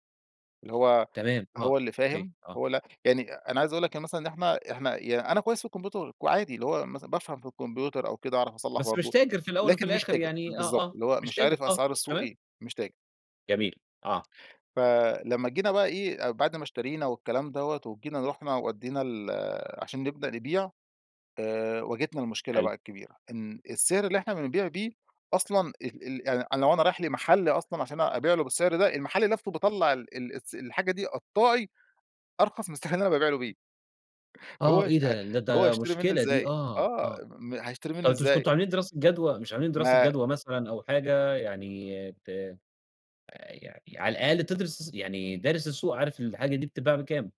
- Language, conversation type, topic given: Arabic, podcast, إيه هي اللحظة اللي خسرت فيها حاجة واتعلمت منها؟
- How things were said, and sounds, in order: other background noise; tapping